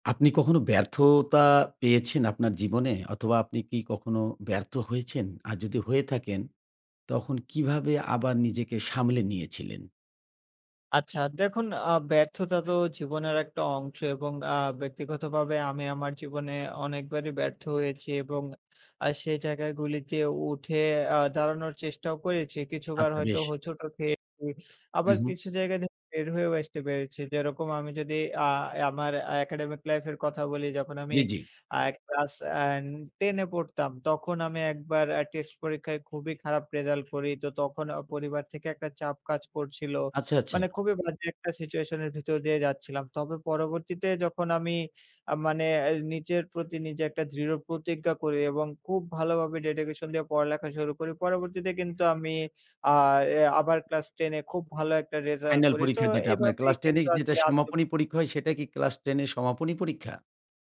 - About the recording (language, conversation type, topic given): Bengali, podcast, ব্যর্থতার পর আপনি কীভাবে আবার ঘুরে দাঁড়িয়েছিলেন?
- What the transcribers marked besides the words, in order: other background noise; tapping; in English: "dedication"